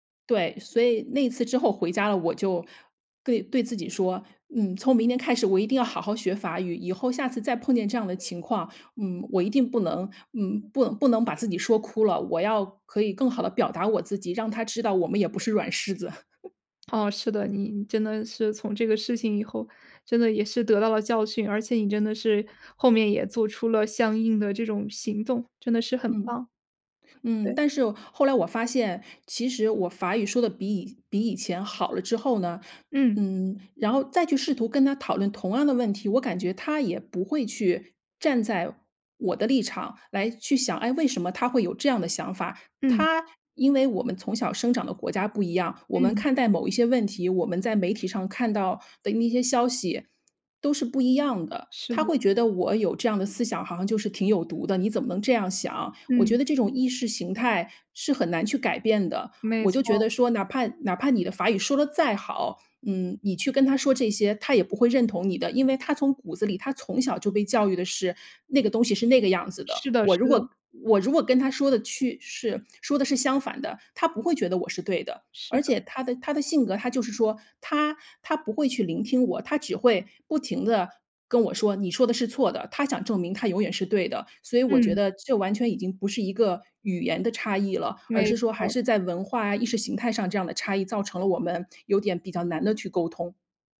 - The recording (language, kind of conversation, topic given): Chinese, podcast, 你如何在适应新文化的同时保持自我？
- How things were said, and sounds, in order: other background noise; angry: "他只会不停地跟我说：你说的是错的"